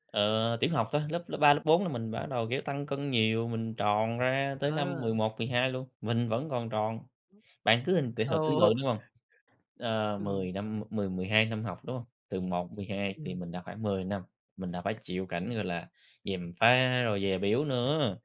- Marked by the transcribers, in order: other background noise; laughing while speaking: "Ồ"; tapping
- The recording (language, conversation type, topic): Vietnamese, podcast, Bạn thường xử lý những lời chê bai về ngoại hình như thế nào?